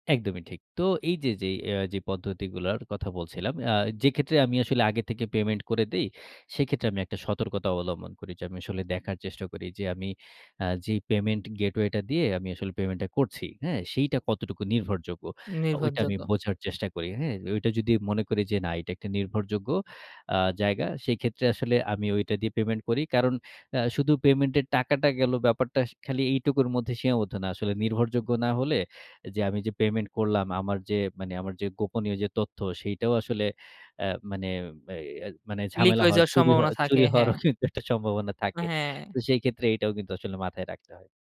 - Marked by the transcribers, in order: in English: "payment"; in English: "payment gateway"; in English: "payment"; in English: "payment"; in English: "payment"; in English: "payment"; in English: "Leak"; chuckle
- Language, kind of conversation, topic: Bengali, podcast, অনলাইন কেনাকাটা করার সময় তুমি কী কী বিষয়ে খেয়াল রাখো?